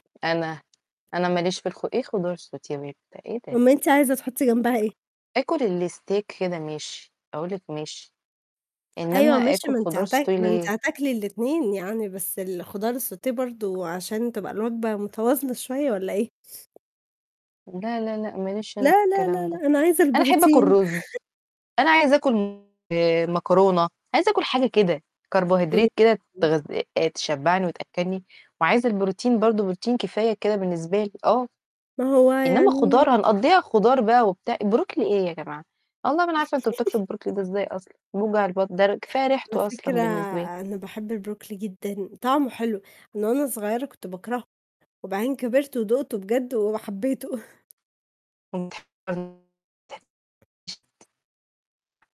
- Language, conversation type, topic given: Arabic, unstructured, إيه الحاجة اللي لسه بتفرّحك رغم مرور السنين؟
- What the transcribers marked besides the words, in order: tapping; in French: "sauté"; in English: "الSteak"; in French: "sauté"; in French: "الsauté"; distorted speech; chuckle; in English: "Carbohydrate"; other noise; other background noise; laugh; chuckle; unintelligible speech